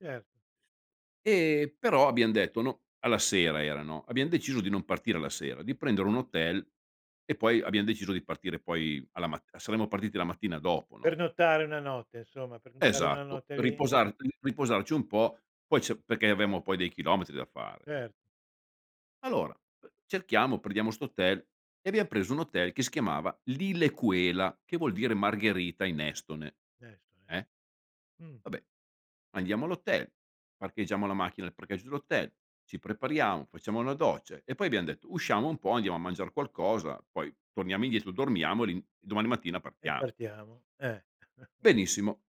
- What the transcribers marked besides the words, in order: chuckle
- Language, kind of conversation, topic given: Italian, podcast, Raccontami di una volta in cui ti sei perso durante un viaggio: com’è andata?